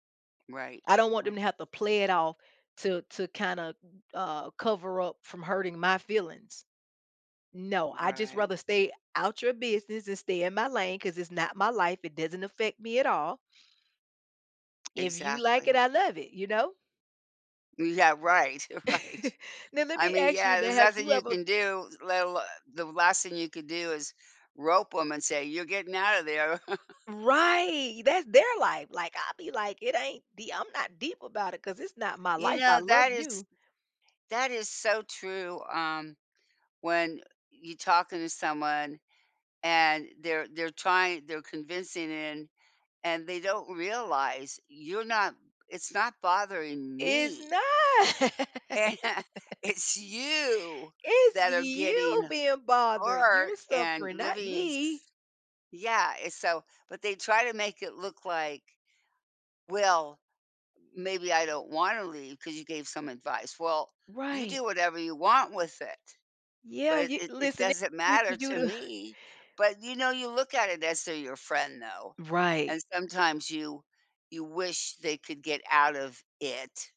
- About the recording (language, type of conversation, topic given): English, unstructured, How can we be there for friends when they are facing challenges?
- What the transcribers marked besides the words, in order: tapping; laughing while speaking: "right"; chuckle; laugh; stressed: "me"; laughing while speaking: "and"; laugh; drawn out: "you"; other background noise